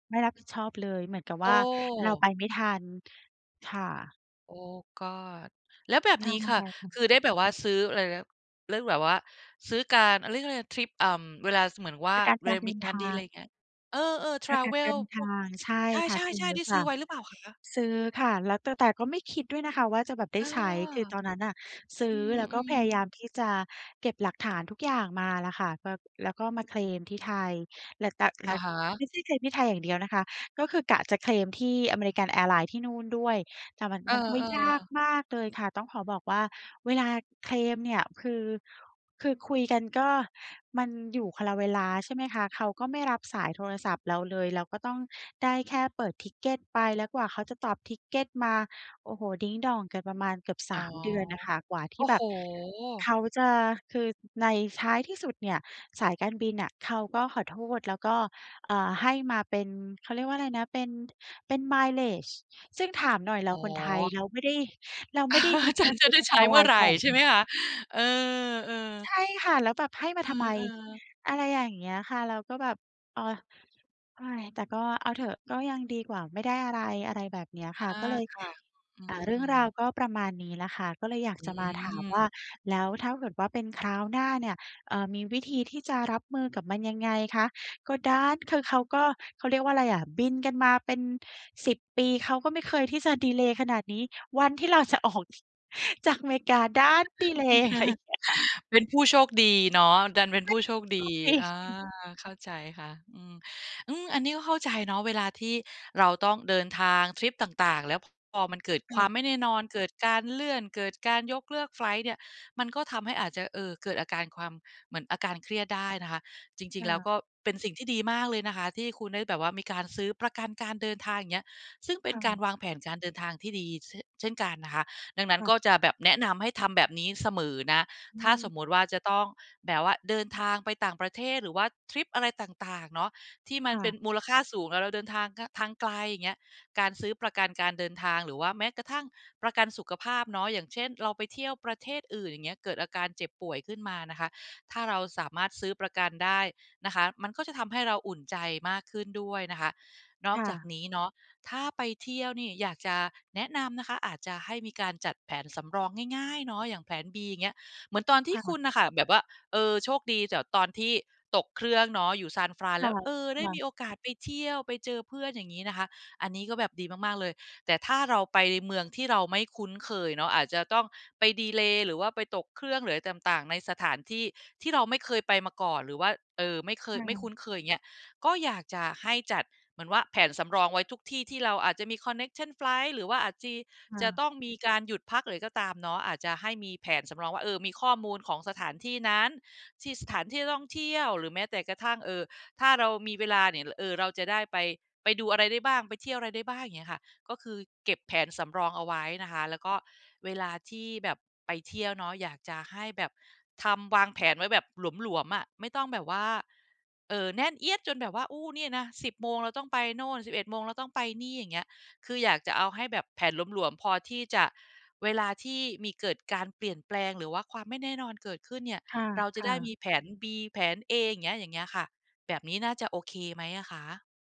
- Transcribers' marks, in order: in English: "Oh God !"; in English: "แทรเวล"; tapping; in English: "Ticket"; in English: "Ticket"; in English: "Mileage"; laugh; laughing while speaking: "จะออกจากอเมริกา"; chuckle; laughing while speaking: "อะไรอย่างเงี้ยค่ะ"; unintelligible speech; laughing while speaking: "โชคดี"; in English: "Connection Flight"; "อาจจะ-" said as "อาจจี"
- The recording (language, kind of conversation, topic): Thai, advice, ฉันควรเตรียมตัวอย่างไรเมื่อทริปมีความไม่แน่นอน?